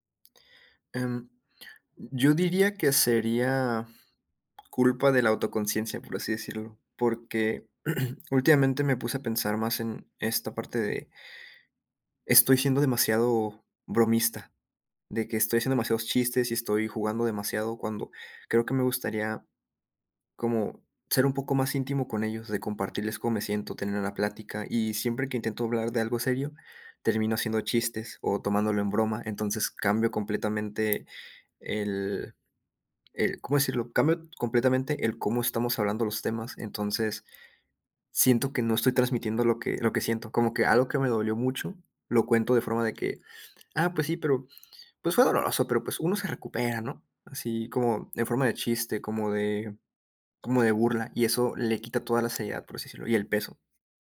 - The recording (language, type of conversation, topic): Spanish, advice, ¿Por qué me siento emocionalmente desconectado de mis amigos y mi familia?
- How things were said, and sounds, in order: throat clearing; other background noise